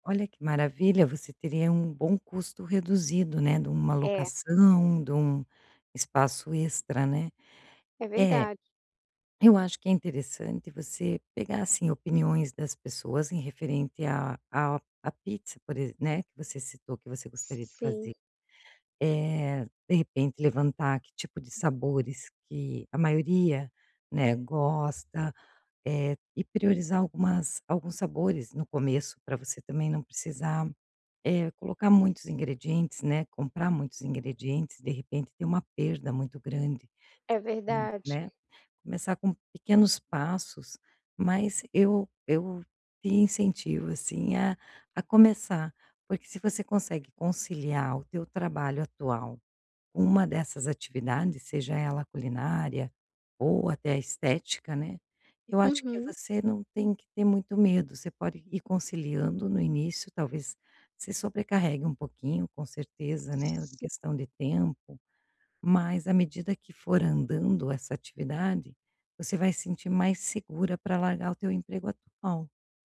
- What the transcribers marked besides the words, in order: none
- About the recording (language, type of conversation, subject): Portuguese, advice, Como lidar com a incerteza ao mudar de rumo na vida?